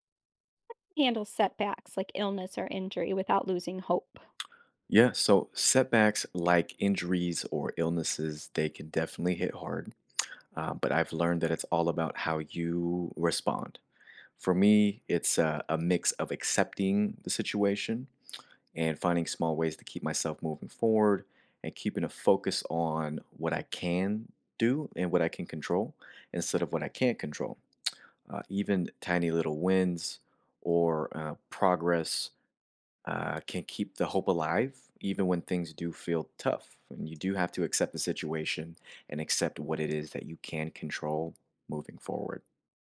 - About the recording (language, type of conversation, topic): English, unstructured, How can I stay hopeful after illness or injury?
- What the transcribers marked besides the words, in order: none